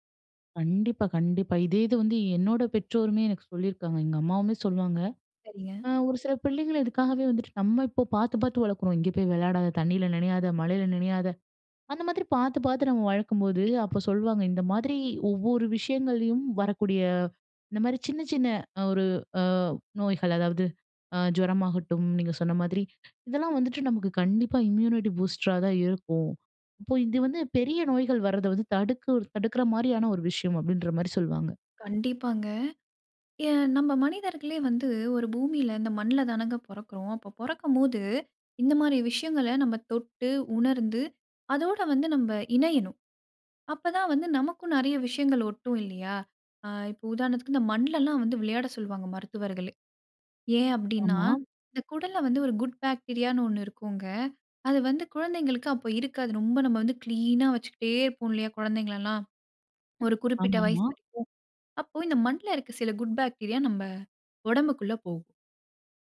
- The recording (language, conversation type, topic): Tamil, podcast, ஒரு மரத்திடம் இருந்து என்ன கற்க முடியும்?
- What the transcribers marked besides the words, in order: other background noise; in English: "இம்யூனிட்டி பூஸ்டரா"; in English: "குட் பாக்டீரியான்னு"; in English: "கிளீனா"; in English: "குட் பாக்டீரியா"